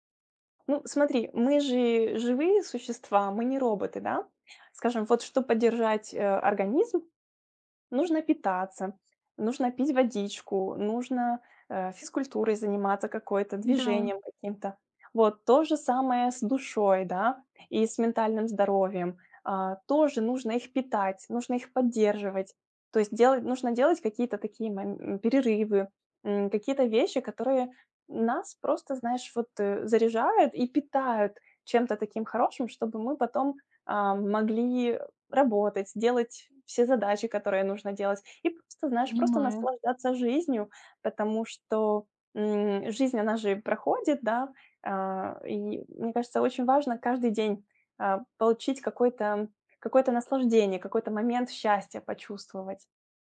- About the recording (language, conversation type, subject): Russian, advice, Какие простые приятные занятия помогают отдохнуть без цели?
- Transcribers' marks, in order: tapping